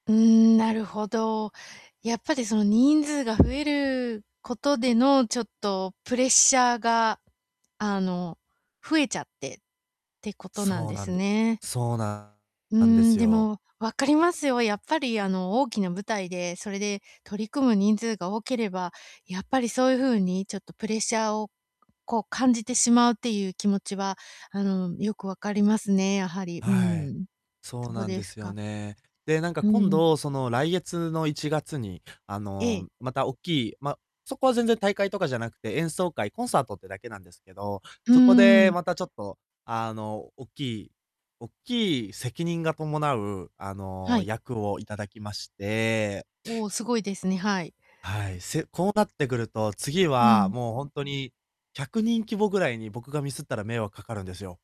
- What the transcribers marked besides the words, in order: distorted speech; tapping; other background noise
- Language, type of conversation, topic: Japanese, advice, 短時間で緊張をリセットして、すぐに落ち着くにはどうすればいいですか？